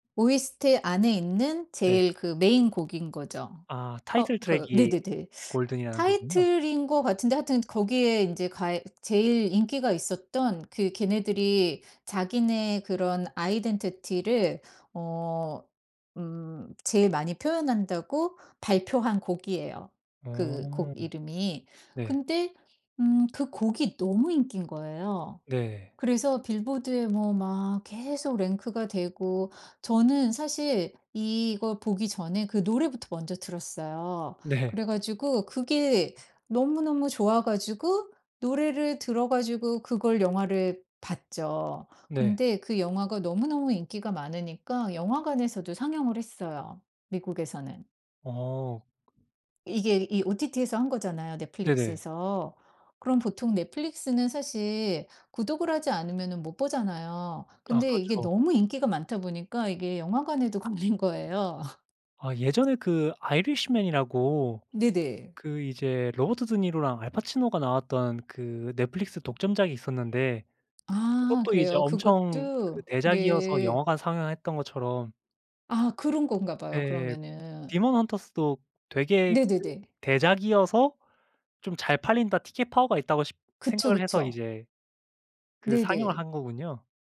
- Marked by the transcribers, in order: in English: "아이덴티티를"; other background noise; laughing while speaking: "걸린 거예요"; laugh; tapping
- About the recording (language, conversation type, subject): Korean, podcast, 요즘 화제가 된 이 작품이 왜 인기가 있다고 보시나요?
- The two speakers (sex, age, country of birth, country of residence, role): female, 50-54, South Korea, United States, guest; male, 25-29, South Korea, Japan, host